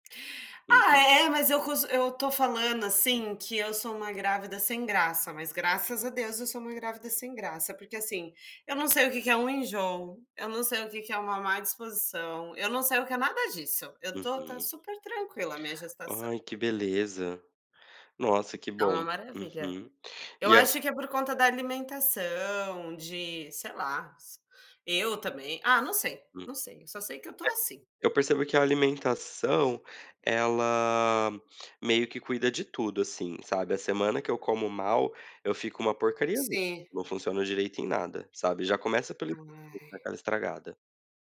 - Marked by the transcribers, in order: unintelligible speech
- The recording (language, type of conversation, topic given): Portuguese, unstructured, Quais hábitos ajudam a manter a motivação para fazer exercícios?